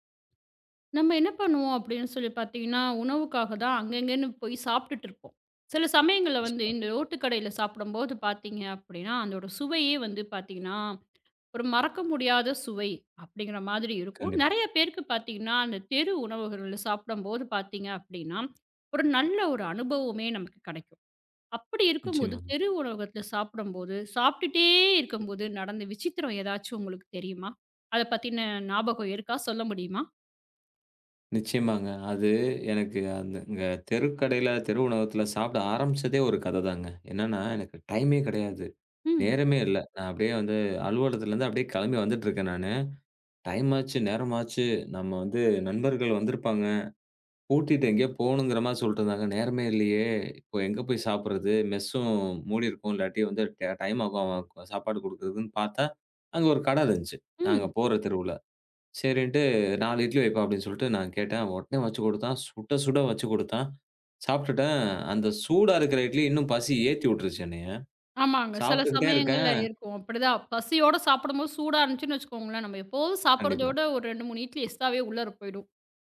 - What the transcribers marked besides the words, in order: tapping; other noise; in English: "மெஸ்ஸும்"; in English: "எக்ஸ்ட்ராவே"
- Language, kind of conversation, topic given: Tamil, podcast, ஓர் தெரு உணவகத்தில் சாப்பிட்ட போது உங்களுக்கு நடந்த விசித்திரமான சம்பவத்தைச் சொல்ல முடியுமா?
- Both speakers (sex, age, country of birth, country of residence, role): female, 35-39, India, India, host; male, 35-39, India, Finland, guest